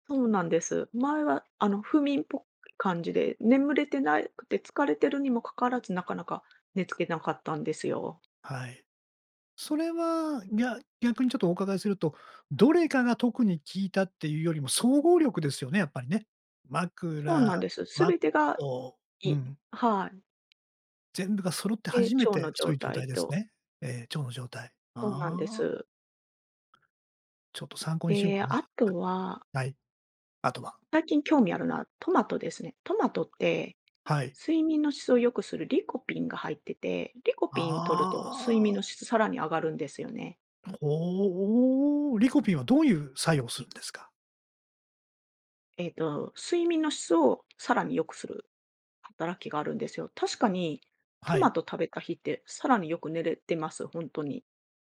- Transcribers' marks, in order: other noise; cough
- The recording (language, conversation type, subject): Japanese, podcast, 睡眠の質を上げるために普段どんなことをしていますか？